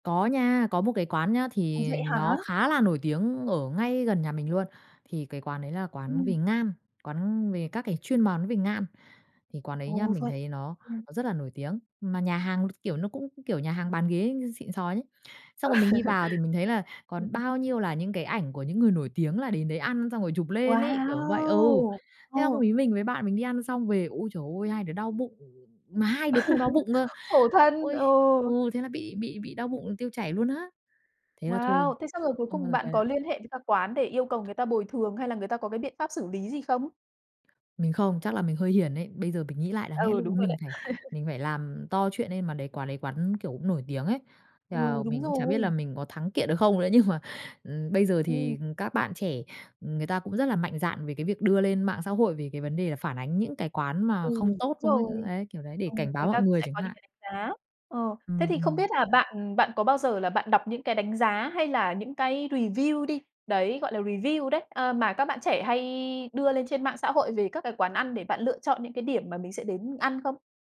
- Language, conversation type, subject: Vietnamese, podcast, Bạn nghĩ sao về thức ăn đường phố ở chỗ bạn?
- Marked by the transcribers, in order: other background noise; laughing while speaking: "Ừ"; laugh; tapping; laugh; laughing while speaking: "Nhưng mà"; in English: "review"; in English: "review"